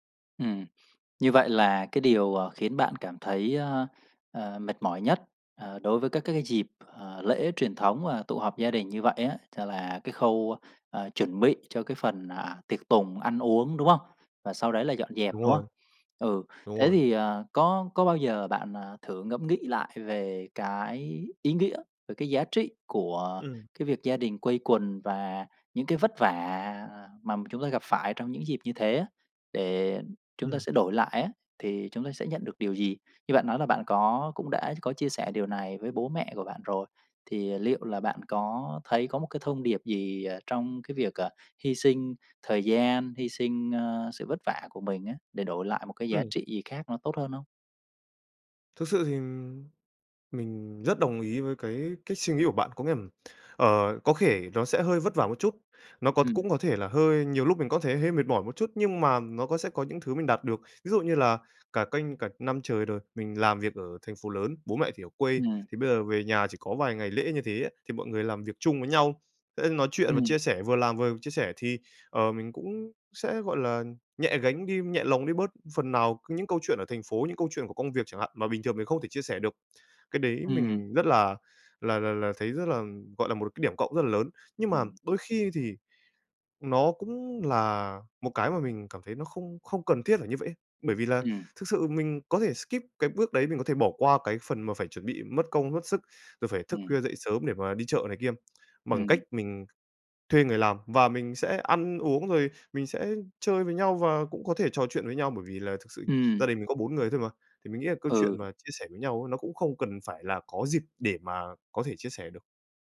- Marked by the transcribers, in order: tapping; "thể" said as "khể"; in English: "skip"; other background noise
- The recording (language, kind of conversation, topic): Vietnamese, advice, Bạn nên làm gì khi không đồng ý với gia đình về cách tổ chức Tết và các phong tục truyền thống?